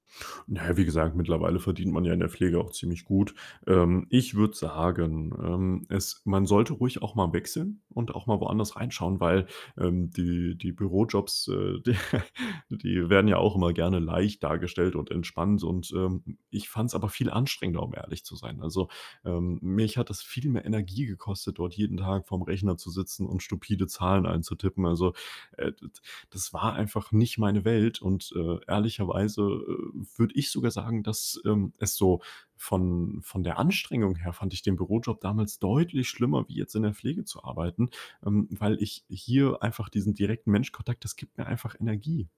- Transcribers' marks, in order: chuckle; other background noise
- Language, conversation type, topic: German, podcast, Was bedeutet Arbeit für dich, abgesehen vom Geld?